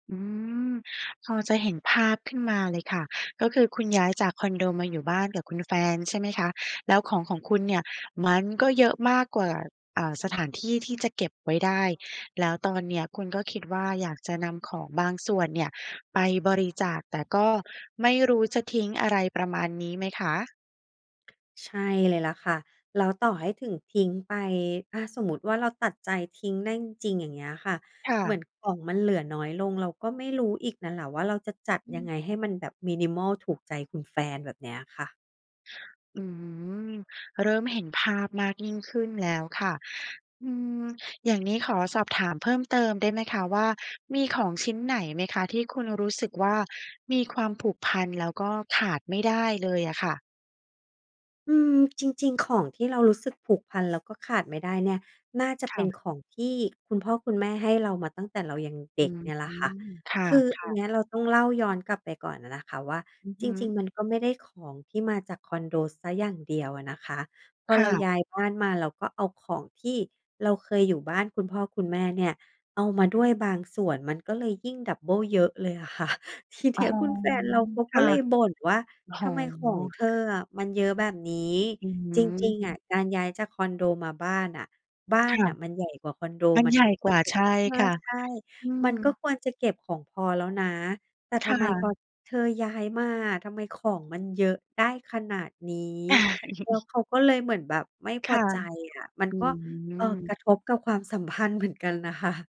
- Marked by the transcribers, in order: tapping; in English: "ดับเบิล"; laughing while speaking: "ค่ะ"; chuckle; laughing while speaking: "สัมพันธ์เหมือนกันน่ะค่ะ"
- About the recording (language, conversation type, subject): Thai, advice, อยากจัดของให้เหลือน้อยลงแต่ไม่รู้ว่าควรทิ้งอะไรบ้าง
- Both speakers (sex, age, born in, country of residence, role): female, 35-39, Thailand, Thailand, advisor; female, 40-44, Thailand, Thailand, user